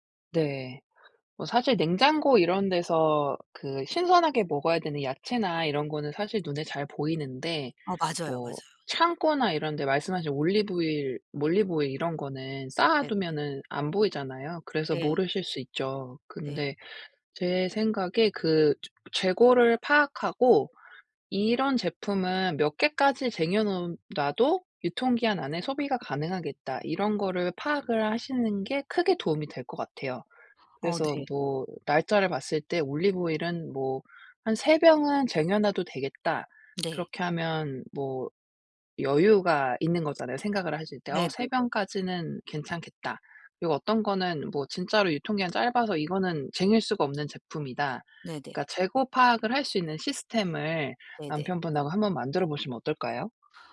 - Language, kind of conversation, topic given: Korean, advice, 세일 때문에 필요 없는 물건까지 사게 되는 습관을 어떻게 고칠 수 있을까요?
- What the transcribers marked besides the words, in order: other background noise; tapping